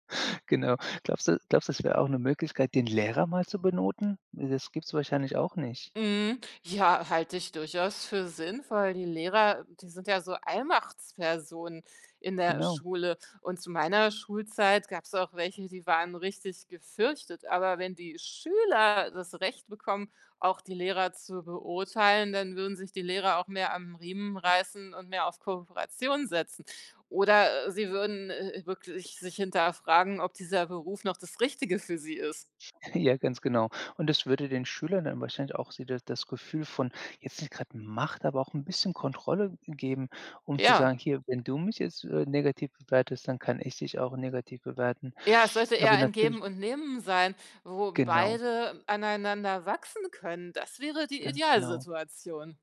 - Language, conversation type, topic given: German, podcast, Wie wichtig sind Noten wirklich für den Erfolg?
- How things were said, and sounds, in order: tapping; stressed: "Lehrer"; stressed: "Schüler"; laughing while speaking: "Ja"